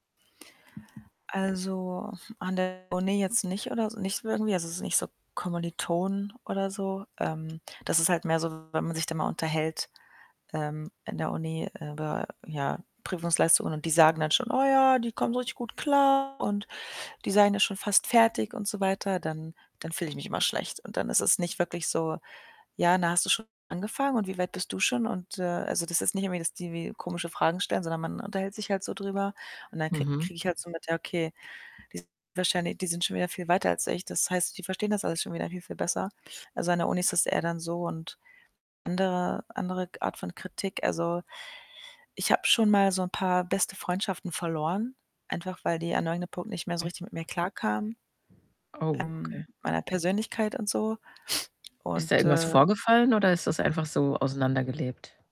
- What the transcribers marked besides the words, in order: other background noise; static; snort; distorted speech; put-on voice: "Oh ja, die kommen richtig … schon fast fertig"; tapping; unintelligible speech; other noise
- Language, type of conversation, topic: German, advice, Wie kann ich meine Angst vor Kritik und Scheitern überwinden?